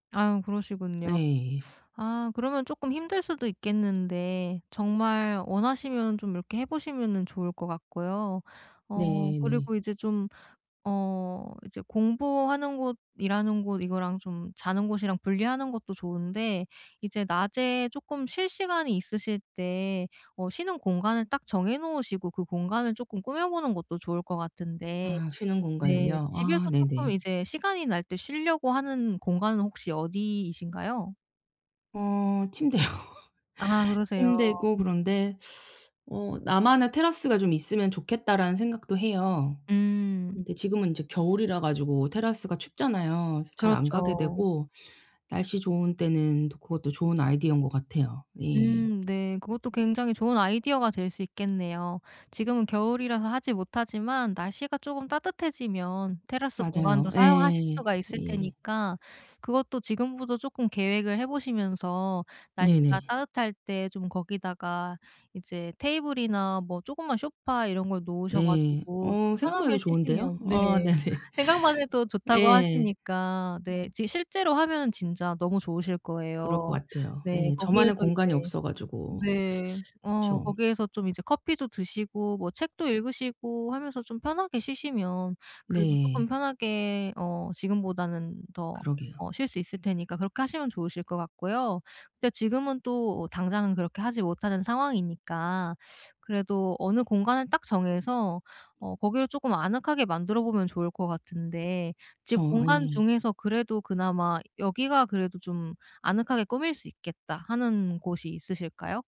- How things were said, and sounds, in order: other background noise; laughing while speaking: "침대요"; teeth sucking; tapping; background speech; laughing while speaking: "네네"; teeth sucking
- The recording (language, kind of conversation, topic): Korean, advice, 왜 집에서 편하게 쉬기가 자꾸 어려울까요?